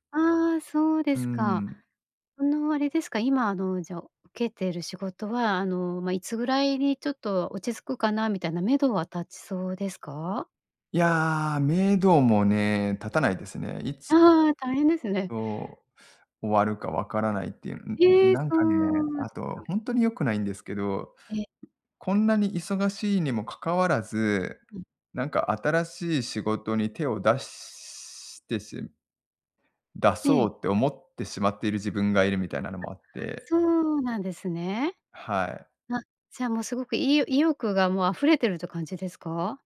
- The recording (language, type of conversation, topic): Japanese, advice, 創作に使う時間を確保できずに悩んでいる
- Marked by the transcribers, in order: none